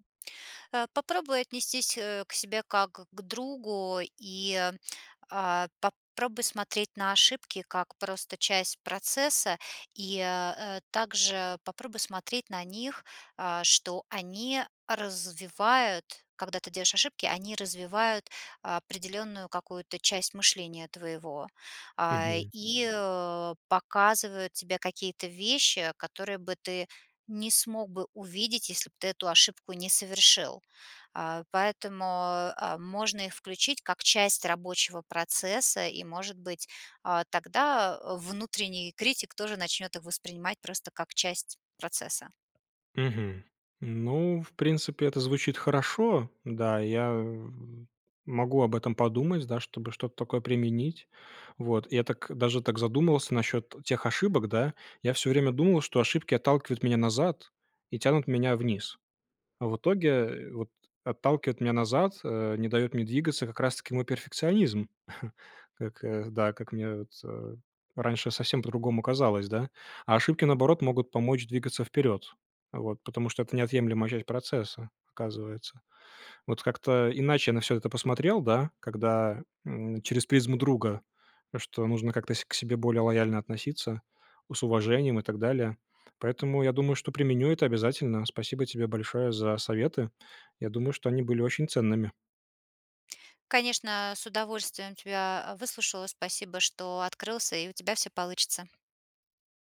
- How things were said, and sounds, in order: chuckle
- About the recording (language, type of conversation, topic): Russian, advice, Как справиться с постоянным самокритичным мышлением, которое мешает действовать?